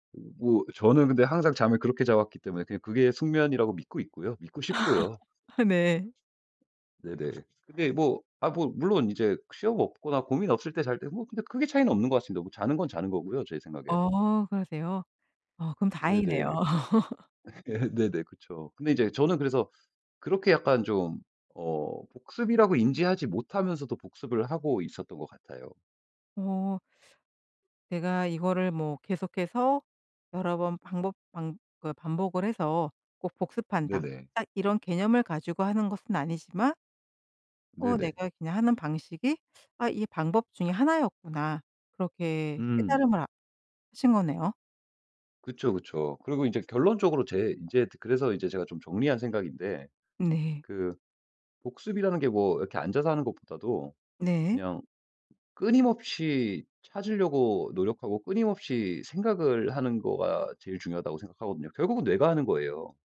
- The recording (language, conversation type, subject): Korean, podcast, 효과적으로 복습하는 방법은 무엇인가요?
- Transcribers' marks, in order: laugh; other background noise; laugh; laughing while speaking: "예. 네네"; laugh; tapping